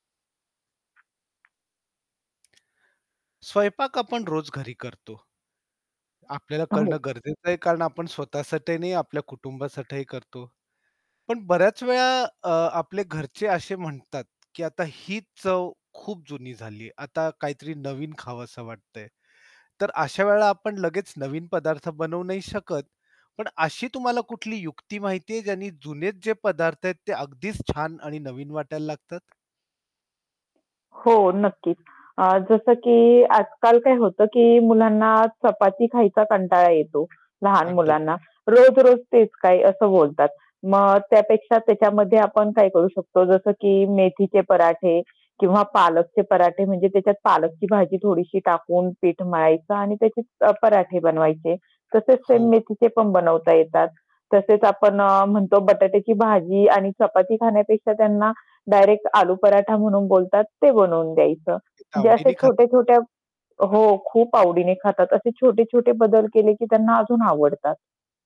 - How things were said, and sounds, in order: other background noise; tapping; static; other noise; distorted speech; unintelligible speech
- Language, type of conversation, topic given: Marathi, podcast, घरच्या साध्या जेवणाची चव लगेचच उठावदार करणारी छोटी युक्ती कोणती आहे?